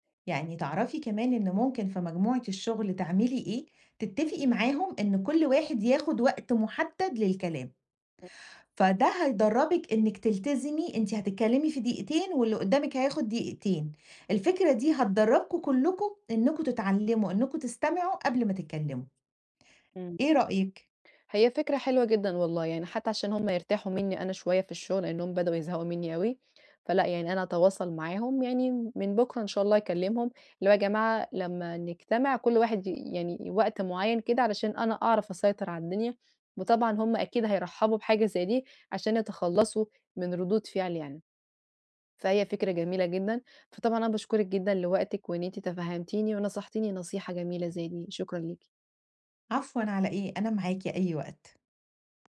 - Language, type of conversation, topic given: Arabic, advice, إزاي أشارك بفعالية في نقاش مجموعة من غير ما أقاطع حد؟
- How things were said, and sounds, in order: tapping